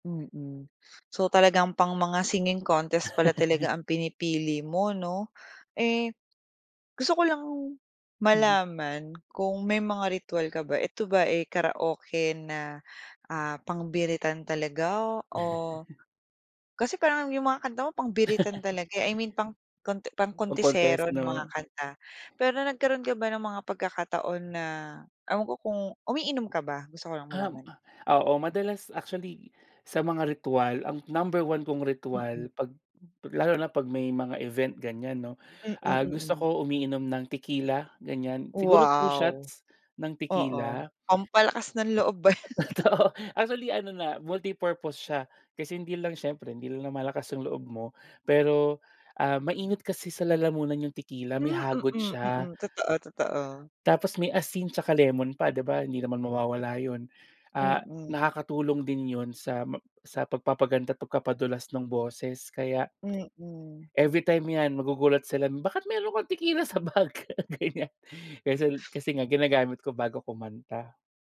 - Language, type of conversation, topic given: Filipino, podcast, Anong kanta ang lagi mong kinakanta sa karaoke?
- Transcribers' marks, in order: other background noise; laugh; tapping; chuckle; laugh; laughing while speaking: "ba yan?"; laughing while speaking: "Totoo"; wind; laughing while speaking: "bag, ganyan"